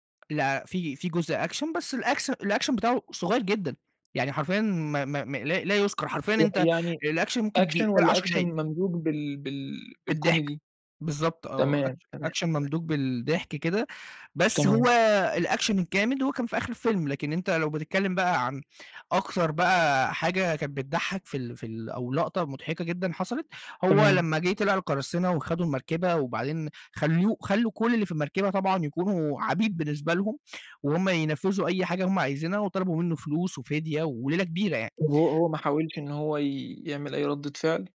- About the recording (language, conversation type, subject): Arabic, podcast, إيه آخر فيلم أثّر فيك؟
- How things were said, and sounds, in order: tapping; in English: "Action"; in English: "الAction"; unintelligible speech; in English: "الAction"; in English: "Action"; in English: "Action"; in English: "Action"; in English: "الAction"